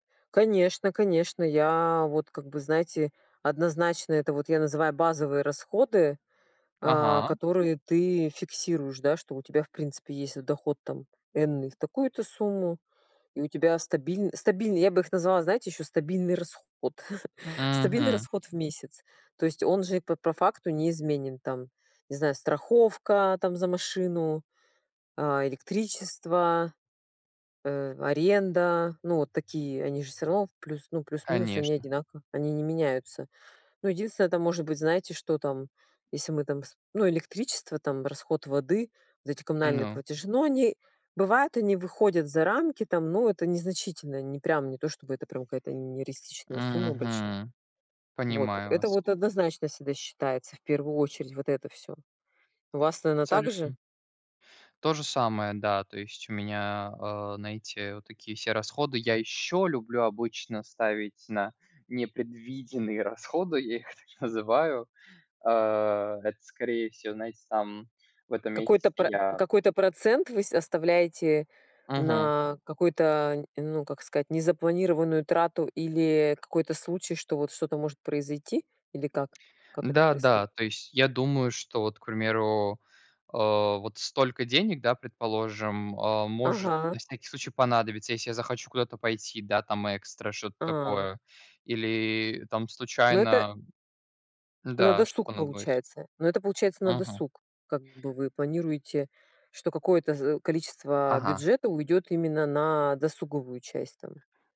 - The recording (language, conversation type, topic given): Russian, unstructured, Как вы обычно планируете бюджет на месяц?
- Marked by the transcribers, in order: chuckle; other background noise; tapping